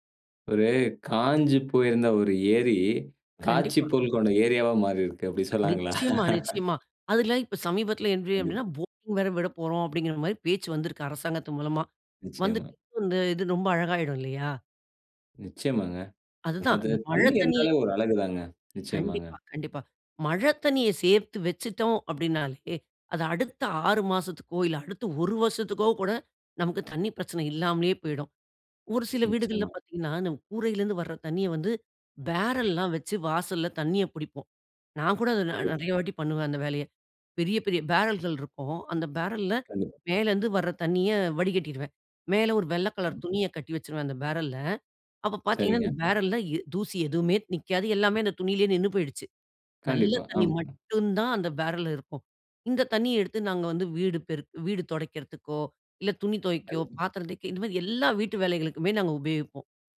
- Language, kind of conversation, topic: Tamil, podcast, நாம் எல்லோரும் நீரை எப்படி மிச்சப்படுத்தலாம்?
- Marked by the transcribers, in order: other background noise; chuckle; other noise; unintelligible speech